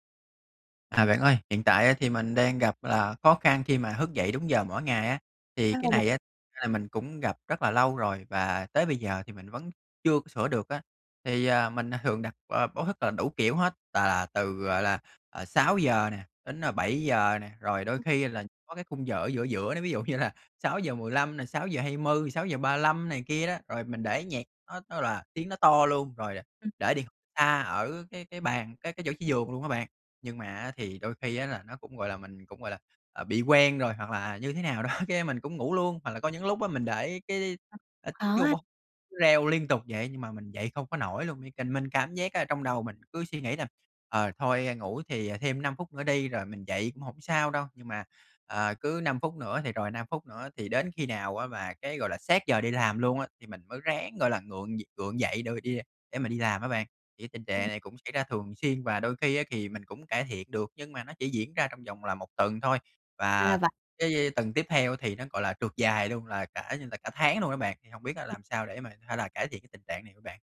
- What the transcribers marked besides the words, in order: unintelligible speech; laughing while speaking: "như"; laughing while speaking: "đó"; unintelligible speech; unintelligible speech
- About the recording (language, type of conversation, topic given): Vietnamese, advice, Làm sao để cải thiện thói quen thức dậy đúng giờ mỗi ngày?
- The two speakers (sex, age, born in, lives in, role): female, 25-29, Vietnam, Vietnam, advisor; male, 30-34, Vietnam, Vietnam, user